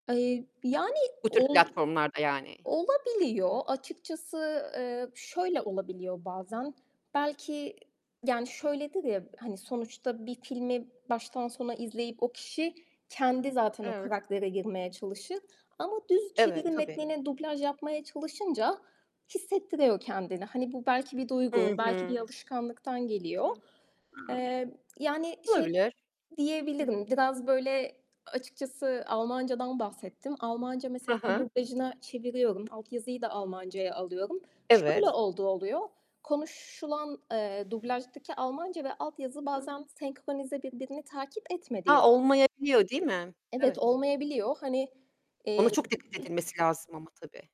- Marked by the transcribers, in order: other background noise; unintelligible speech
- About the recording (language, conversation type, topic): Turkish, podcast, Dublaj mı yoksa altyazı mı tercih edersin?